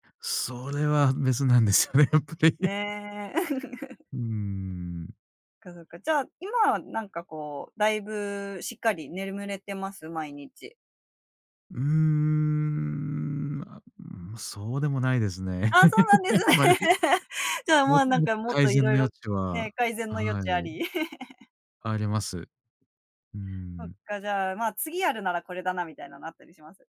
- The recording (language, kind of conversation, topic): Japanese, podcast, 安眠しやすい寝室にするために、普段どんな工夫をしていますか？
- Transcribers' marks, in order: laughing while speaking: "なんですよね、やっぱり"; laugh; drawn out: "うーん"; laughing while speaking: "そうなんですね"; laugh; laughing while speaking: "あんまり"; laugh; laugh